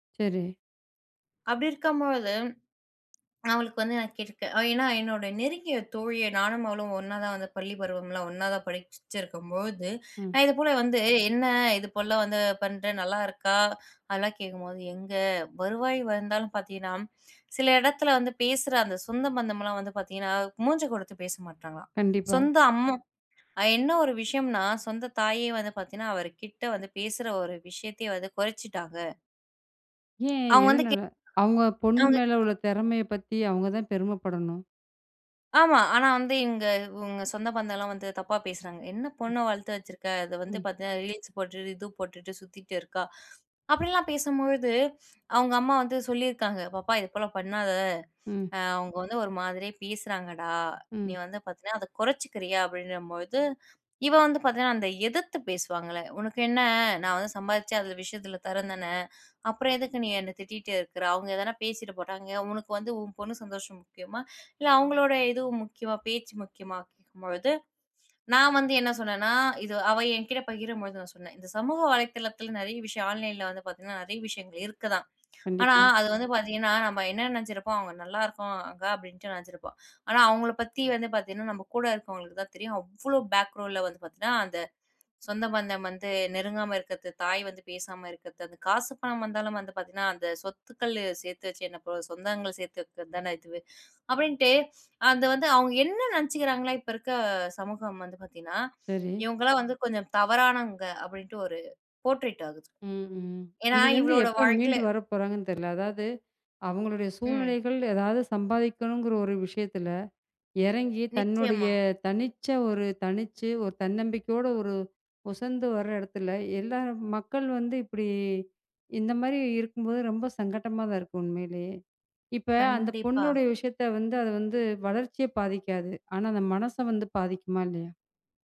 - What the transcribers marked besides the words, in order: other background noise; tapping; swallow; other noise; in English: "ரீல்ஸ்"; in English: "ஆன்லைன்ல"; tongue click; in English: "பேக்ரௌன்டுல"; in English: "போர்ட்ரைட்"
- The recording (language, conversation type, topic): Tamil, podcast, ஆன்லைனில் ரசிக்கப்படுவதையும் உண்மைத்தன்மையையும் எப்படி சமநிலைப்படுத்தலாம்?